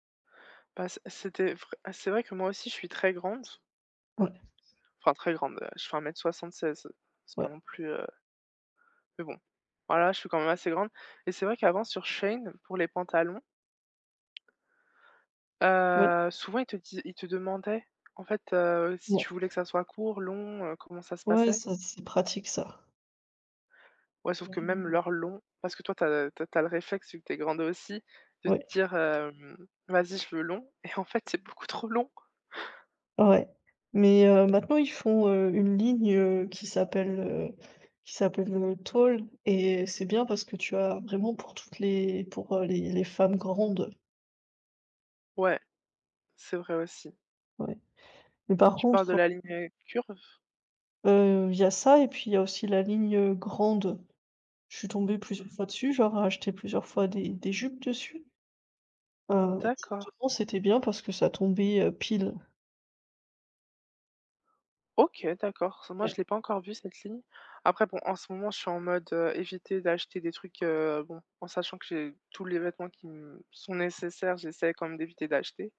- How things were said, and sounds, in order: other background noise; tapping; unintelligible speech
- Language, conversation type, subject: French, unstructured, Quelle est votre relation avec les achats en ligne et quel est leur impact sur vos habitudes ?